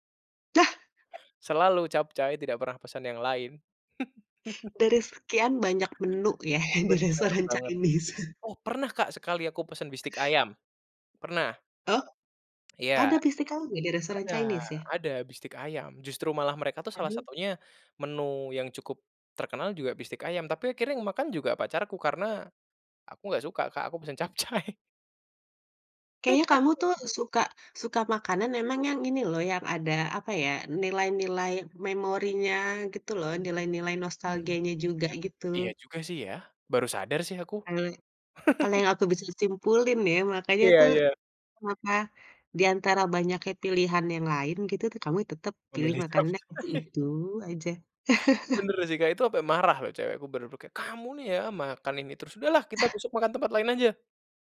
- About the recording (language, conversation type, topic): Indonesian, podcast, Ceritakan makanan favoritmu waktu kecil, dong?
- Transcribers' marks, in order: chuckle; chuckle; laughing while speaking: "yang di restoran Chinese"; in English: "Chinese"; in English: "Chinese"; laughing while speaking: "capcay"; put-on voice: "Tetap capcay"; chuckle; laughing while speaking: "capcay"; chuckle; chuckle